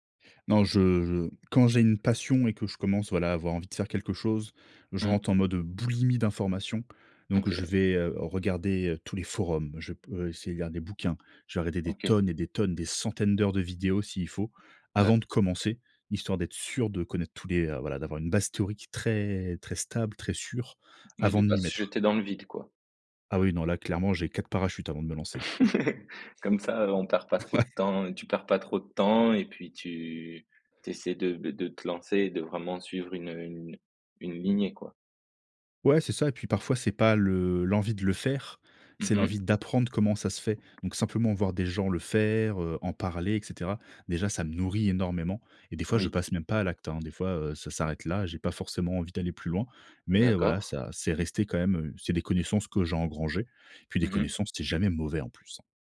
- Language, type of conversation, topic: French, podcast, Processus d’exploration au démarrage d’un nouveau projet créatif
- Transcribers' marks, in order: stressed: "boulimie"; stressed: "forums"; stressed: "tonnes"; stressed: "centaines"; tapping; laugh; laughing while speaking: "Ouais"